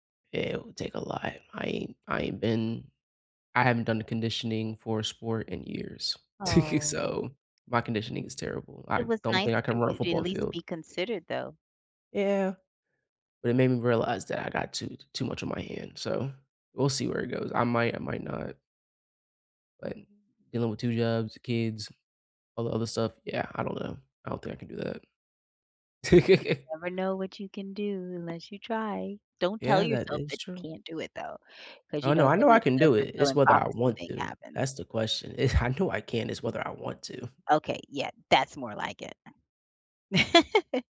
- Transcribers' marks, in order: chuckle; drawn out: "Oh"; laugh; tapping; chuckle; stressed: "that's"; other background noise; chuckle
- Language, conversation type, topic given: English, unstructured, Which extracurricular activity shaped who you are today, and how did it influence you?
- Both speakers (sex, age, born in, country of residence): female, 40-44, United States, United States; male, 20-24, United States, United States